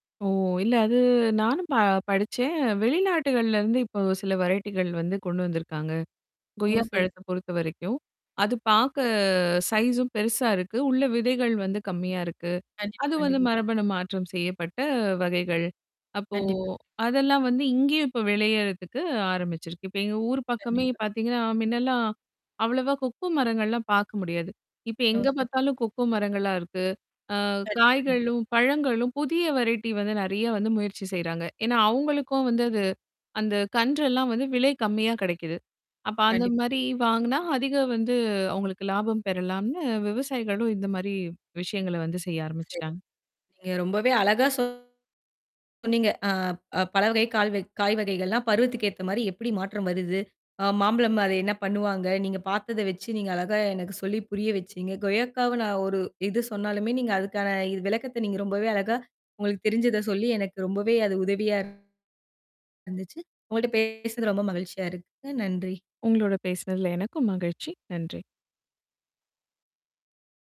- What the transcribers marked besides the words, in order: static; tapping; in English: "வெரைட்டிகள்"; other background noise; in English: "சைஸூம்"; distorted speech; in English: "வெரைட்டி"; mechanical hum
- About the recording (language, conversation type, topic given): Tamil, podcast, பருவத்திற்கு ஏற்ப கிடைக்கும் பழங்கள் மற்றும் காய்கறிகளைத் தேர்ந்தெடுத்து சாப்பிடுவது ஏன் நல்லது?